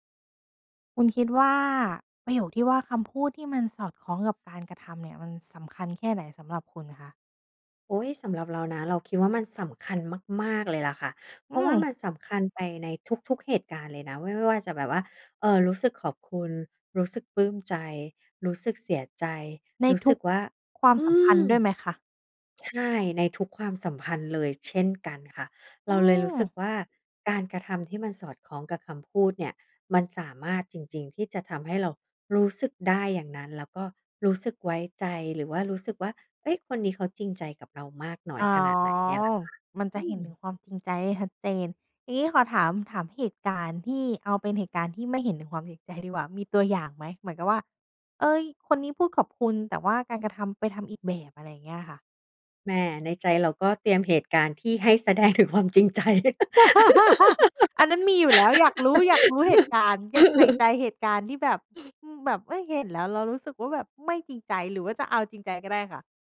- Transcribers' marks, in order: stressed: "มาก ๆ"; laugh; laughing while speaking: "ใจ"; laugh
- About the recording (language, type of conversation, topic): Thai, podcast, คำพูดที่สอดคล้องกับการกระทำสำคัญแค่ไหนสำหรับคุณ?